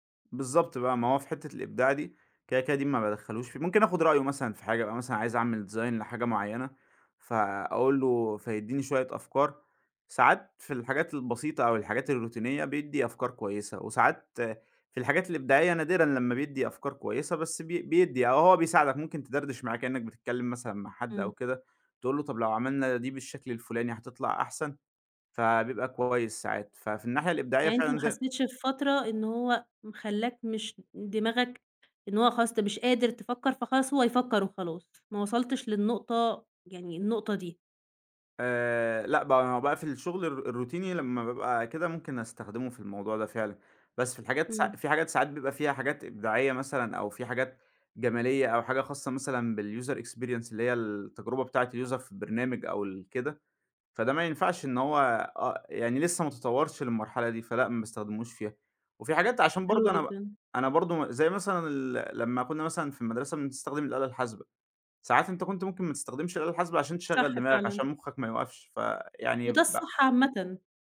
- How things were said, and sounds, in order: in English: "design"; in English: "الروتينية"; in English: "الروتيني"; in English: "بالuser experience"; in English: "الuser"
- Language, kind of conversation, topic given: Arabic, podcast, إزاي بتحط حدود للذكاء الاصطناعي في حياتك اليومية؟